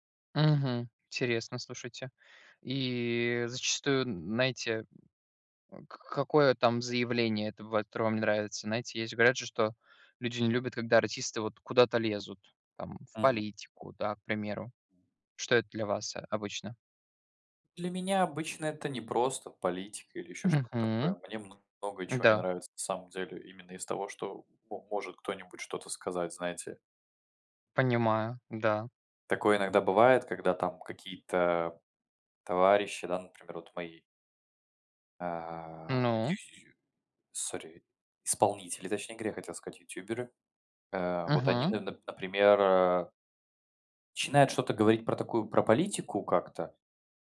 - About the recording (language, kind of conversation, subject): Russian, unstructured, Стоит ли бойкотировать артиста из-за его личных убеждений?
- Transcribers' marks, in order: other noise; in English: "sorry"